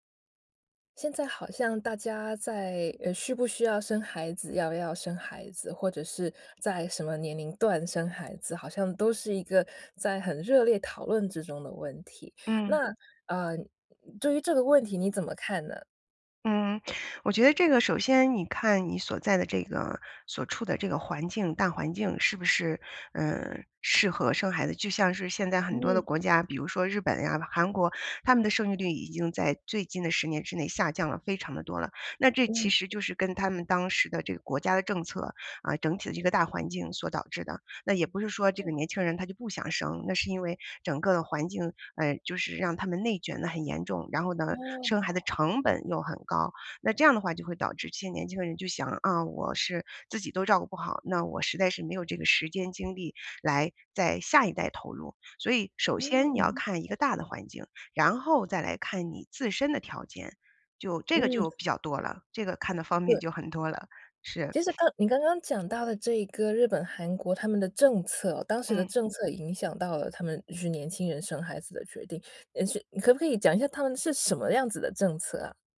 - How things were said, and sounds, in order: other background noise
- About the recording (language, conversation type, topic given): Chinese, podcast, 你对是否生孩子这个决定怎么看？